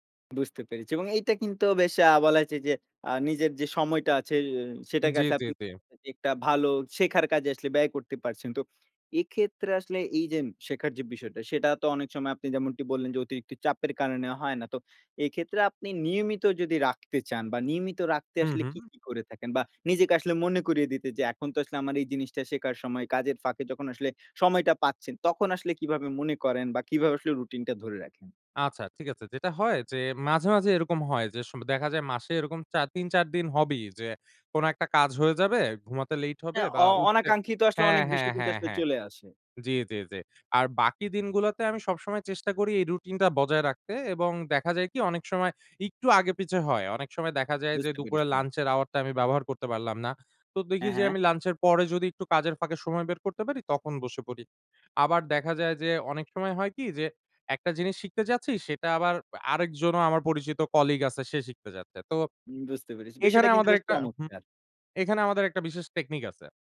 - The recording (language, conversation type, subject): Bengali, podcast, ব্যস্ত জীবনে আপনি শেখার জন্য সময় কীভাবে বের করেন?
- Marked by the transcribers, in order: unintelligible speech; "অতিরিক্ত" said as "অতিরিক্তি"; tapping; in English: "টেকনিক"